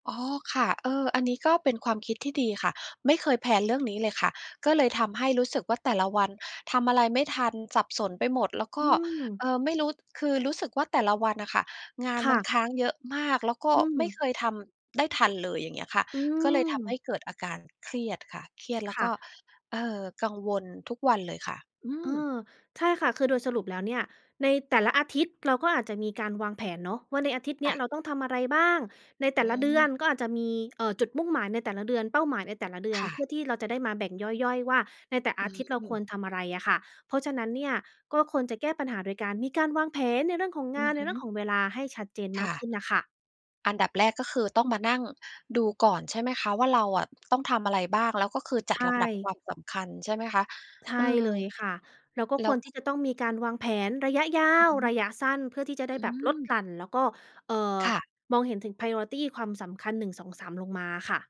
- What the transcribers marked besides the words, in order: in English: "priority"
- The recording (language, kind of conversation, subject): Thai, advice, จะขอปรับเวลาทำงานให้ยืดหยุ่นหรือขอทำงานจากบ้านกับหัวหน้าอย่างไรดี?